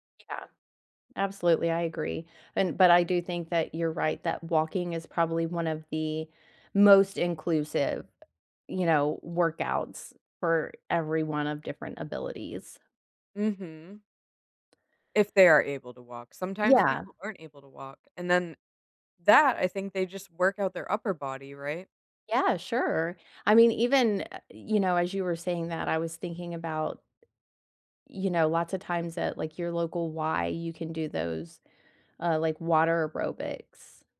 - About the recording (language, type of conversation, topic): English, unstructured, How can I make my gym welcoming to people with different abilities?
- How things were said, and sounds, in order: tapping; stressed: "that"